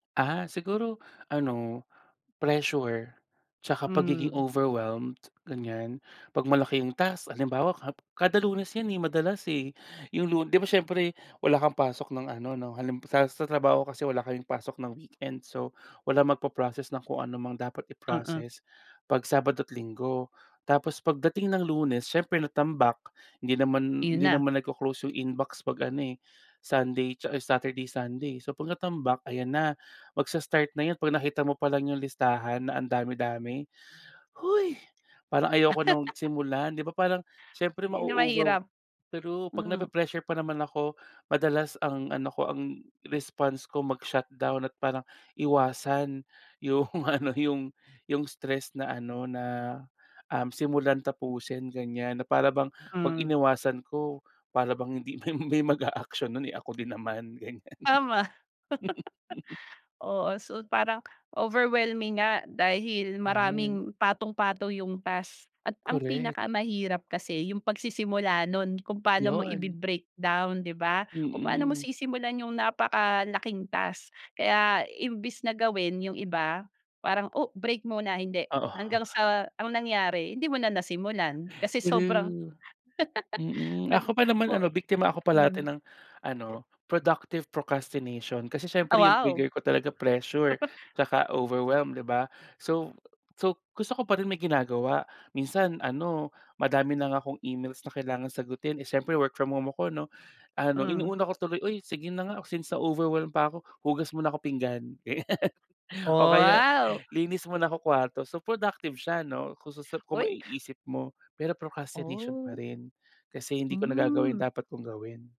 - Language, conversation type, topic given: Filipino, podcast, Ano ang ginagawa mo para maputol ang siklo ng pagpapaliban?
- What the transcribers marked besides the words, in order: laugh; laughing while speaking: "yung ano"; laughing while speaking: "may may maga-action nun, eh, ako din naman ganiyan"; laugh; tapping; laugh; laugh; in English: "productive procrastination"; other background noise; laugh; laugh